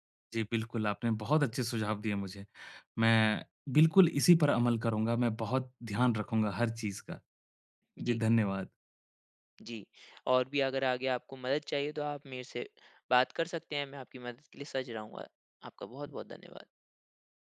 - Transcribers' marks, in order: other background noise
- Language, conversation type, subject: Hindi, advice, सामाजिक भोजन के दौरान मैं संतुलन कैसे बनाए रखूँ और स्वस्थ कैसे रहूँ?